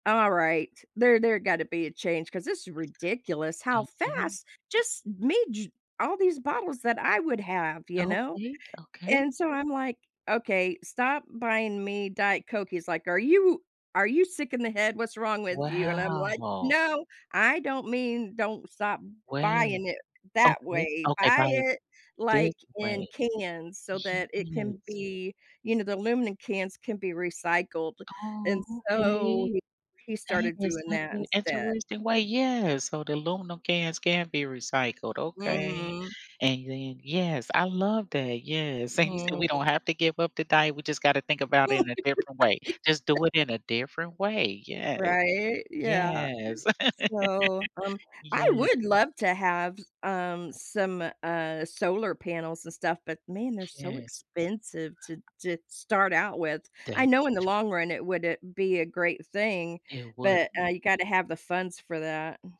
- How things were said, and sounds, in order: tapping; other background noise; drawn out: "Wow"; drawn out: "yes"; laughing while speaking: "Yeah, this is what he said"; laugh
- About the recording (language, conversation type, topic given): English, unstructured, What is a simple way anyone can help protect the environment?